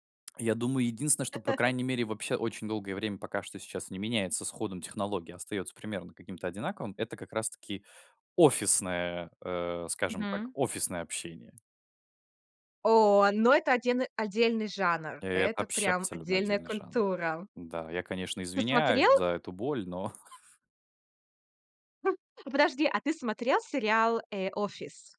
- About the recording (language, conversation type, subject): Russian, podcast, Когда лучше позвонить, а когда написать сообщение?
- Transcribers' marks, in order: chuckle; chuckle